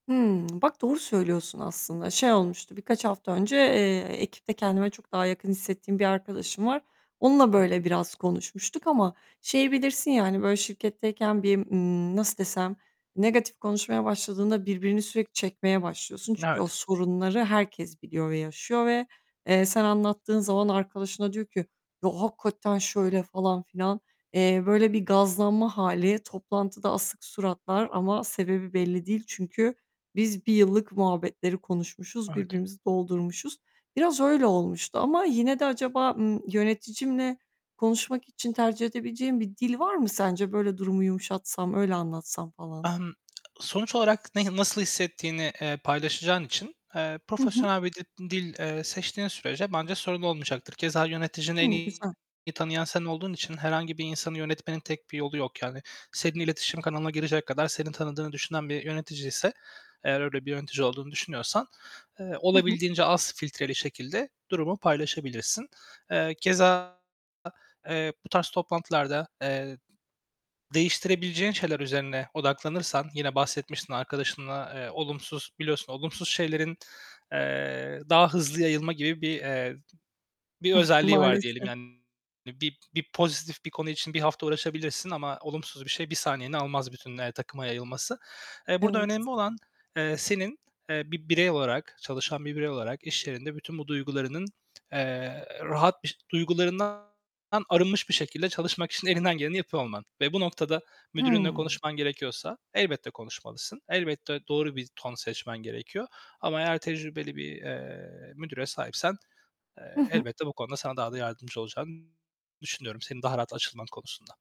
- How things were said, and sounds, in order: other background noise; put-on voice: "Ya, hakikaten şöyle"; tapping; distorted speech; chuckle
- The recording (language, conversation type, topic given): Turkish, advice, Duygularımı bastırıp sonrasında aniden duygusal bir çöküş yaşamamın nedeni ne olabilir?